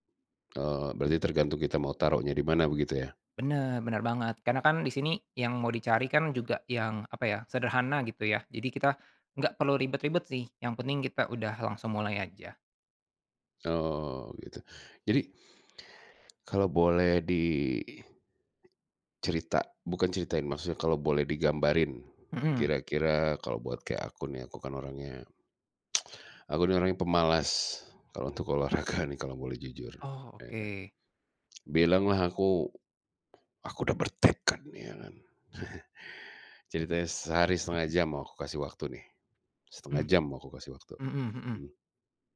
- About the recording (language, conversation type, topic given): Indonesian, podcast, Apa rutinitas olahraga sederhana yang bisa dilakukan di rumah?
- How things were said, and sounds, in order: tapping; other background noise; tsk; laughing while speaking: "olahraga"; stressed: "bertekad"; chuckle; unintelligible speech